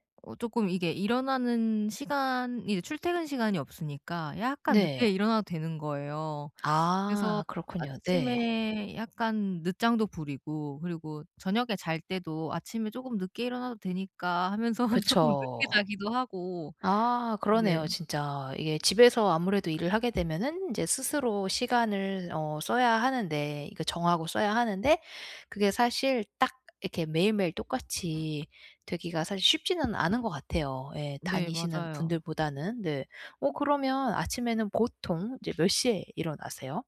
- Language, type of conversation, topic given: Korean, advice, 하루 동안 에너지를 일정하게 유지하려면 어떻게 해야 하나요?
- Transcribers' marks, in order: other background noise; laughing while speaking: "하면서 쪼끔"; tapping